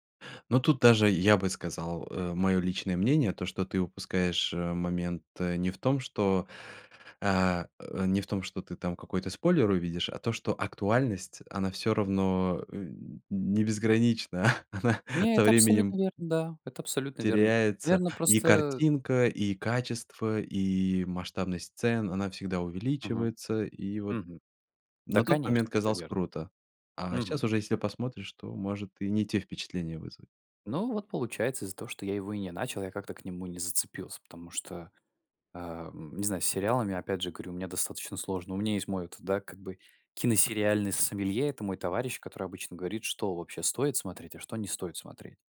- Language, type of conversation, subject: Russian, podcast, Почему сериалы стали настолько популярными в последнее время?
- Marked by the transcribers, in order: chuckle; laughing while speaking: "она со временем"; tapping